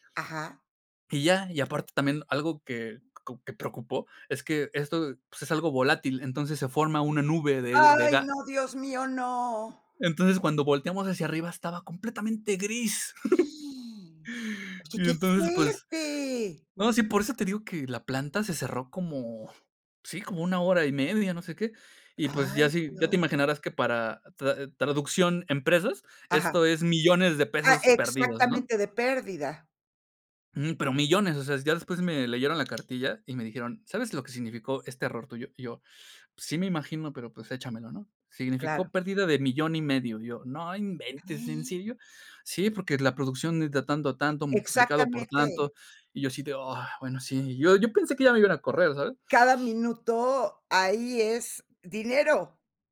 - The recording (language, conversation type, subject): Spanish, podcast, ¿Qué errores cometiste al aprender por tu cuenta?
- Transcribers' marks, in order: other background noise; surprised: "Ay, no, Dios mío, no"; gasp; chuckle